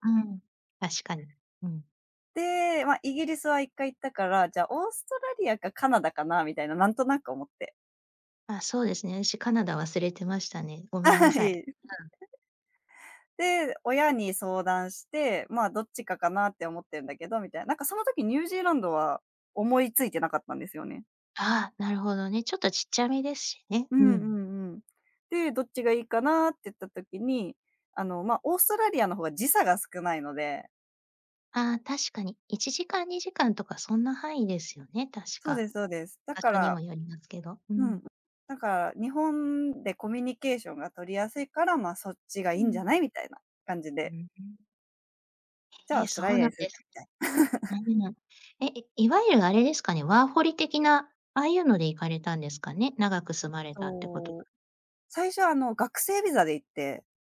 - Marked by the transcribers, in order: laugh; unintelligible speech; laugh
- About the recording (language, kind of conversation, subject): Japanese, podcast, 人生で一番の挑戦は何でしたか？